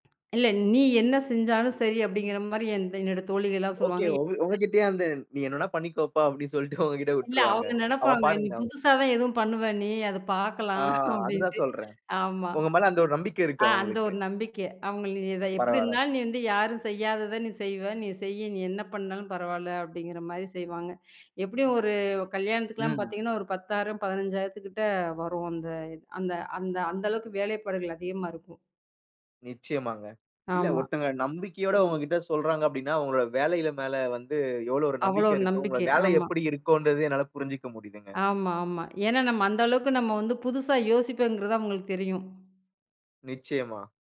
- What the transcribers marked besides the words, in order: other background noise; laughing while speaking: "பண்ணிக்கோப்பா அப்படின்னு சொல்லிட்டு உங்ககிட்ட விட்டுருவாங்க"; laughing while speaking: "பாக்கலாம் அப்படின்ட்டு"; tapping
- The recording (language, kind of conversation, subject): Tamil, podcast, புதிதாக ஏதாவது கற்றுக்கொள்ளும் போது வரும் மகிழ்ச்சியை நீண்டகாலம் எப்படி நிலைநிறுத்துவீர்கள்?